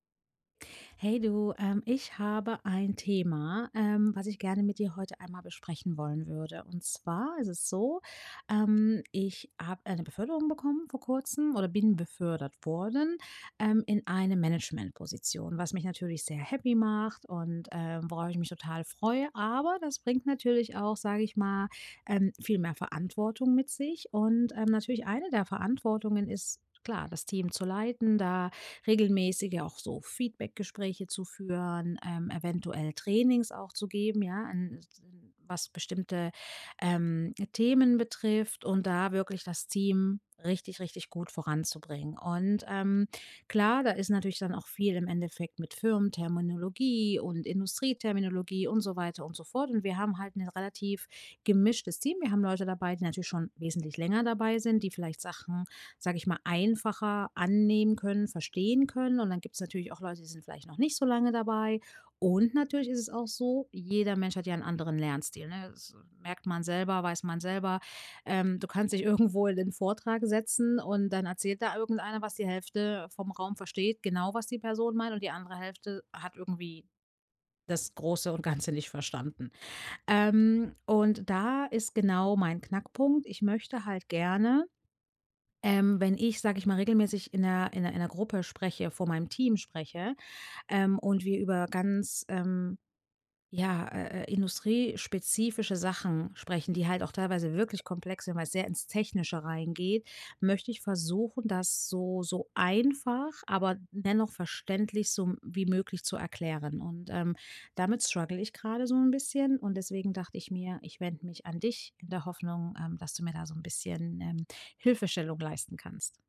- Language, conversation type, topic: German, advice, Wie erkläre ich komplexe Inhalte vor einer Gruppe einfach und klar?
- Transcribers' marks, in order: laughing while speaking: "irgendwo"; in English: "struggle"